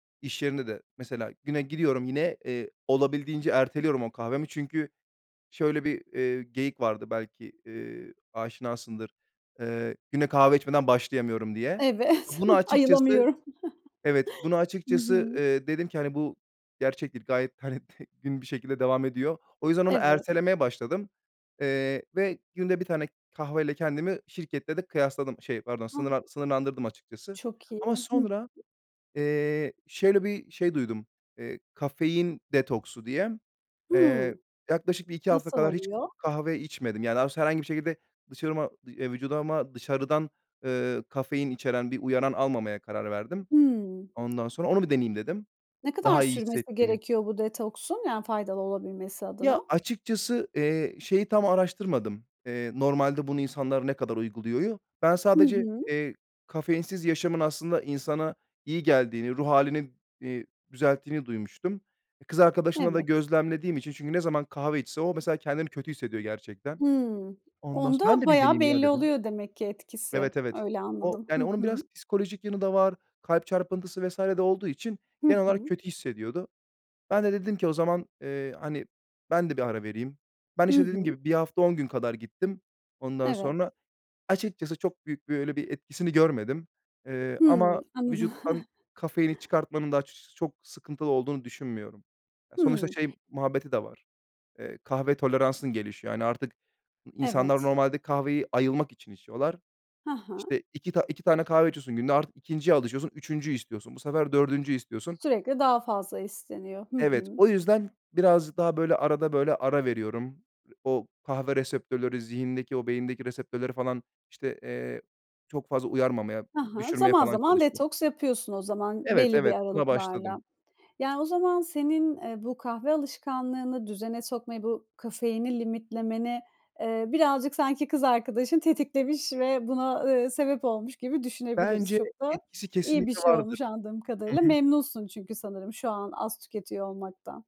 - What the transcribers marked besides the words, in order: laughing while speaking: "Evet, ayılamıyorum"; other background noise; laughing while speaking: "hani"; tapping; unintelligible speech; unintelligible speech; unintelligible speech; chuckle
- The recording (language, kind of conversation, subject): Turkish, podcast, Kafein tüketimini nasıl dengeliyorsun ve senin için sınır nerede başlıyor?